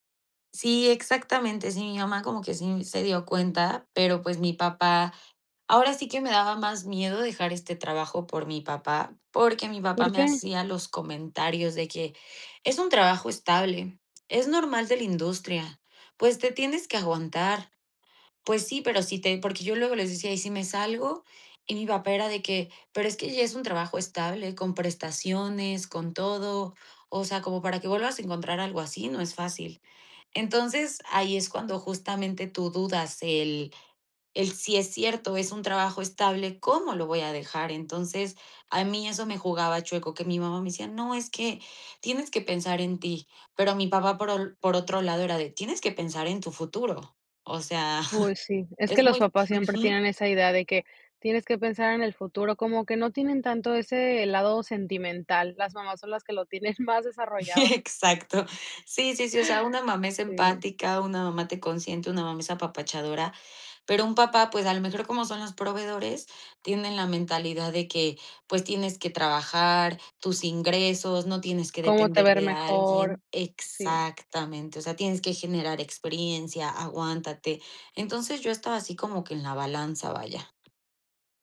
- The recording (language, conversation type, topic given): Spanish, podcast, ¿Cómo decidiste dejar un trabajo estable?
- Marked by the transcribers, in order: chuckle